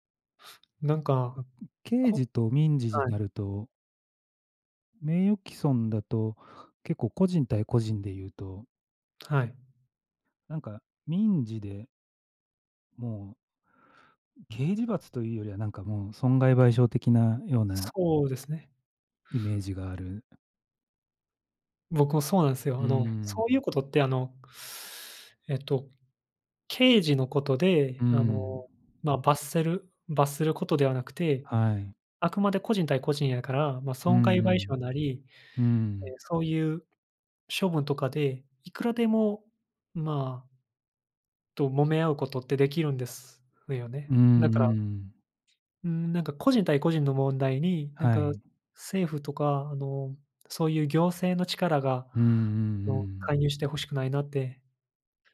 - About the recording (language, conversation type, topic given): Japanese, unstructured, 政府の役割はどこまであるべきだと思いますか？
- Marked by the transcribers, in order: tapping